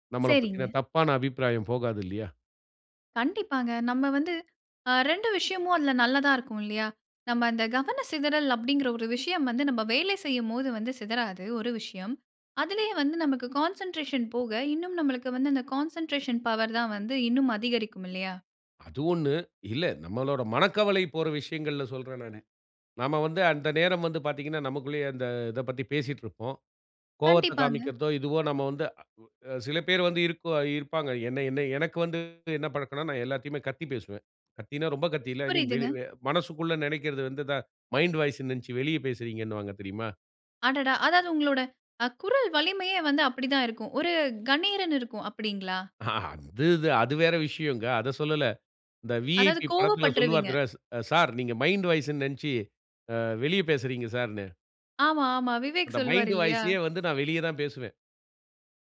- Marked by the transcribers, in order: in English: "கான்சென்ட்ரேஷன்"; in English: "கான்சென்ட்ரேஷன் பவர்"; in English: "ஐ மீன்"; in English: "மைண்ட் வாய்ஸ்ன்னு"; "தனுஷ்" said as "தரஸ்"; in English: "மைண்ட் வாய்ஸ்ன்னு"; in English: "மைண்ட் வாய்ஸயே"
- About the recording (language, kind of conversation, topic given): Tamil, podcast, கவலைப்படும் போது நீங்கள் என்ன செய்வீர்கள்?